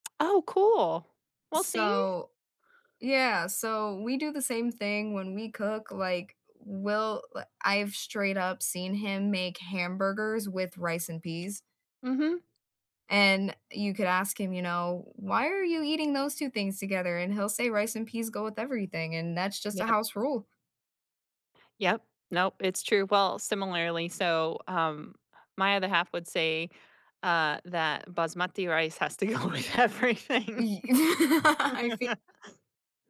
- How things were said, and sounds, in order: tapping; laughing while speaking: "go with everything"; laugh
- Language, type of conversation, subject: English, unstructured, What is a happy memory you associate with a cultural event?
- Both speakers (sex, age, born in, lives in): female, 30-34, United States, United States; female, 35-39, United States, United States